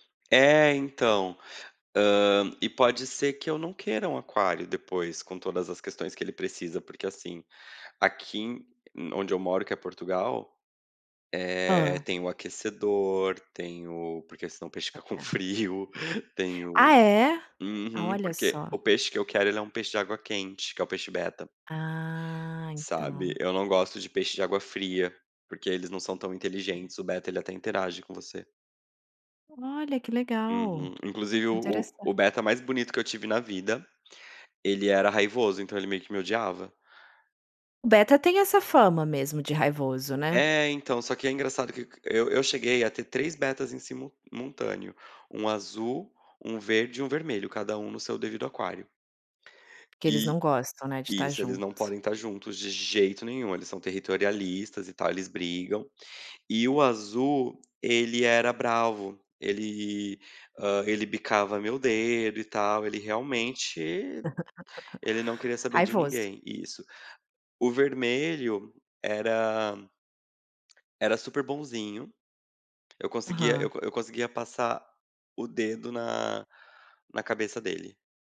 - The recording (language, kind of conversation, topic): Portuguese, advice, Devo comprar uma casa própria ou continuar morando de aluguel?
- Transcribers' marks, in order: tapping; laugh